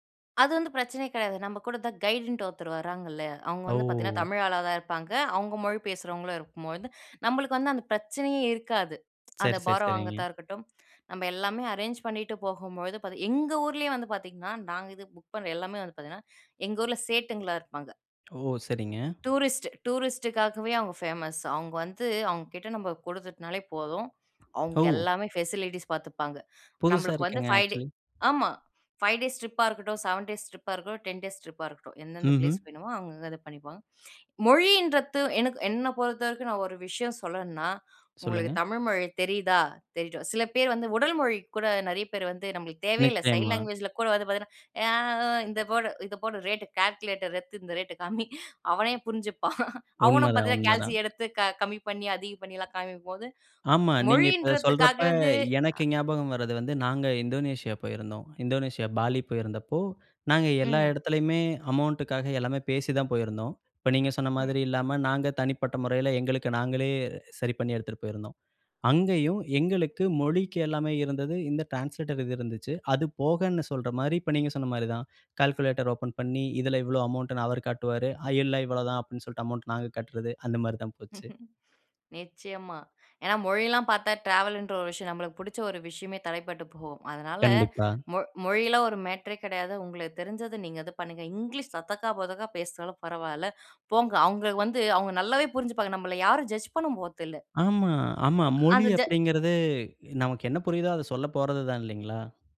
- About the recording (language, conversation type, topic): Tamil, podcast, மொழி புரியாத இடத்தில் வழி தவறி போனபோது நீங்கள் எப்படி தொடர்பு கொண்டீர்கள்?
- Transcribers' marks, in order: drawn out: "ஓ!"; in English: "பாரோ"; in English: "ஃபேசிலிட்டீஸ்"; in English: "ஆக்சுவலி"; laughing while speaking: "அவனே புரிஞ்சுப்பான்"; tapping; chuckle; in English: "ஜட்ஜ்"